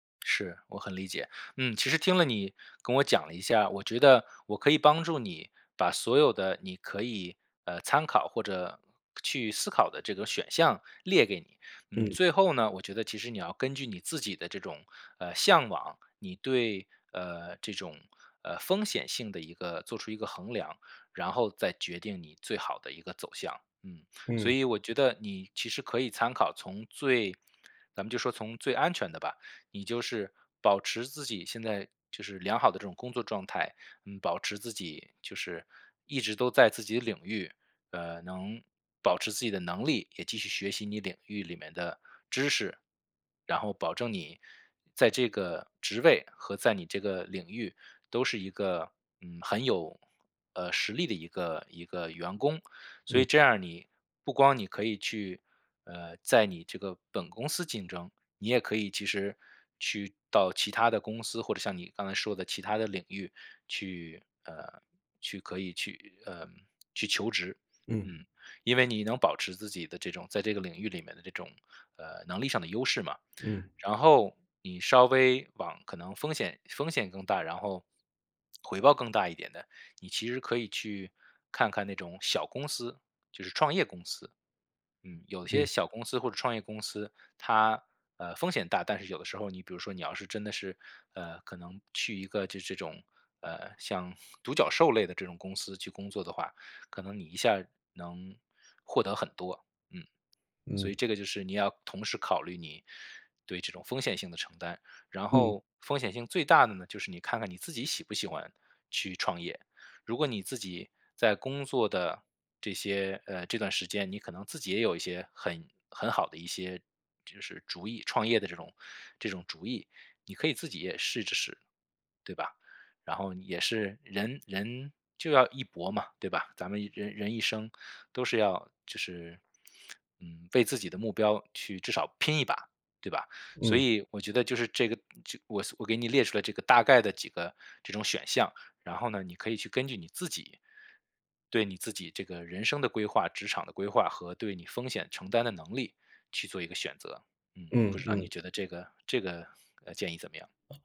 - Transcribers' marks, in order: none
- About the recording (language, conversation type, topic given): Chinese, advice, 换了新工作后，我该如何尽快找到工作的节奏？